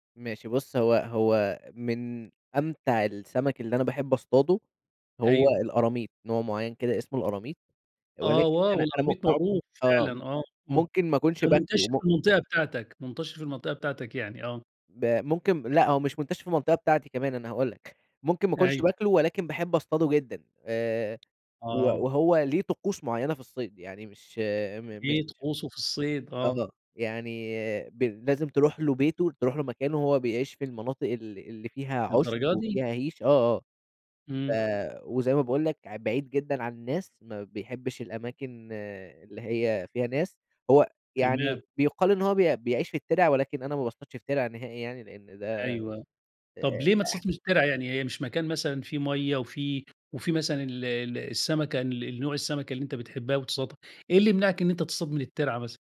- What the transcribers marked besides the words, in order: tapping; in English: "wow"
- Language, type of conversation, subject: Arabic, podcast, إزاي تلاقي وقت وترجع لهواية كنت سايبها؟